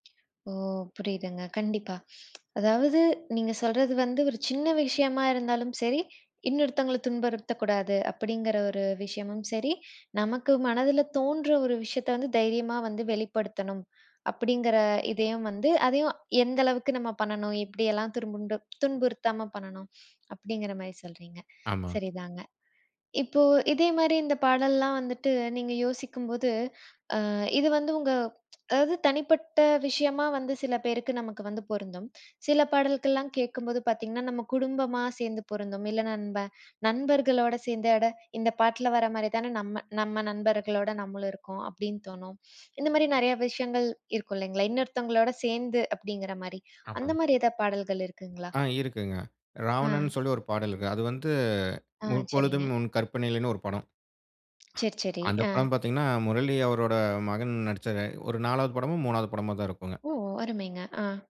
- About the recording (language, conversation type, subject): Tamil, podcast, ஒரு பாடல் உங்களை அறிமுகப்படுத்த வேண்டுமென்றால், அது எந்தப் பாடல் ஆகும்?
- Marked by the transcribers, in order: other noise; tapping; tsk; inhale; inhale; anticipating: "அந்த மாரி எதா பாடல்கள் இருக்குங்களா?"; "ஆமாங்க" said as "ஆமாங்"; other background noise; "பாடல்ங்க" said as "பாடல்க"; lip smack; "நடிச்சது" said as "நடிச்சத"